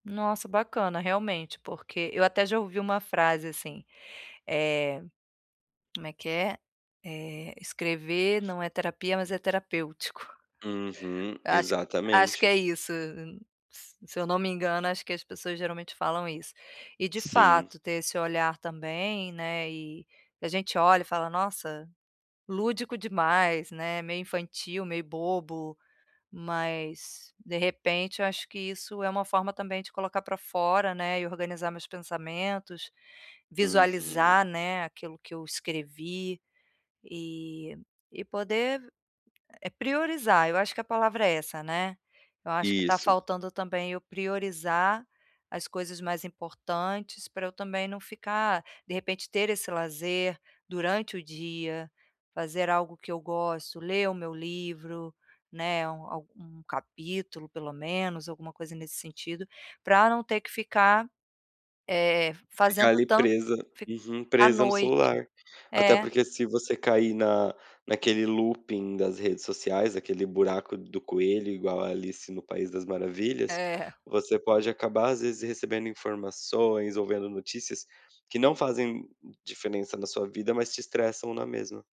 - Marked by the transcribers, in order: tapping; in English: "looping"; other background noise
- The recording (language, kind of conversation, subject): Portuguese, advice, Como posso limitar o tempo de tela à noite antes de dormir?